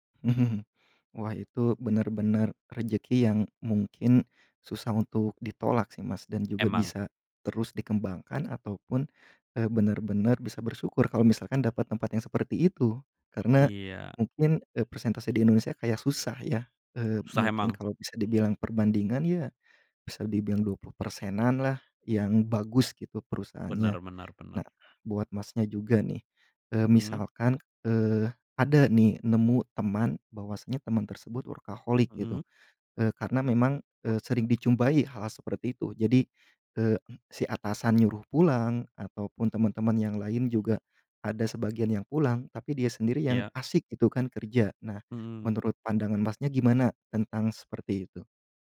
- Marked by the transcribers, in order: chuckle; in English: "workaholic"
- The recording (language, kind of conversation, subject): Indonesian, podcast, Gimana kamu menjaga keseimbangan kerja dan kehidupan pribadi?